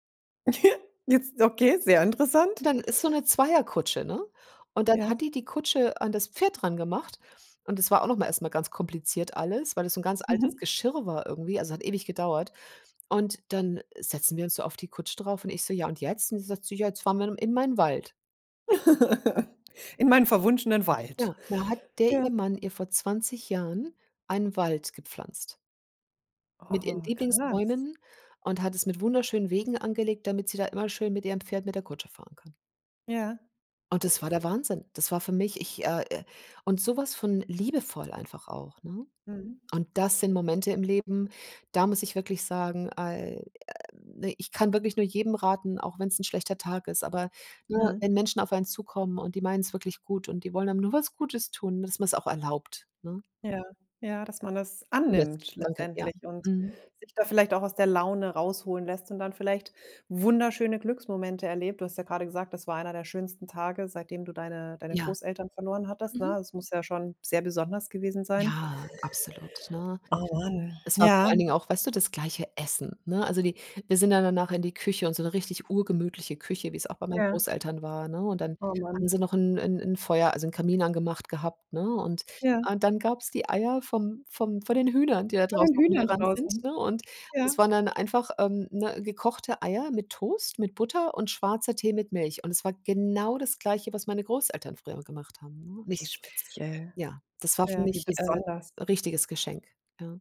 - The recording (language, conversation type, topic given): German, podcast, Wie findest du kleine Glücksmomente im Alltag?
- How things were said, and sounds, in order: giggle; laugh; surprised: "Oh, krass"